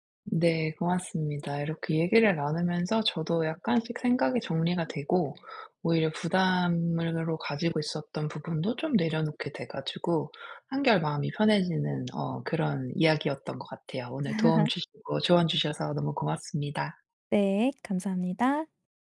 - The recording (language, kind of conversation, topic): Korean, advice, 멘토에게 부담을 주지 않으면서 효과적으로 도움을 요청하려면 어떻게 해야 하나요?
- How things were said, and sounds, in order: other background noise; laugh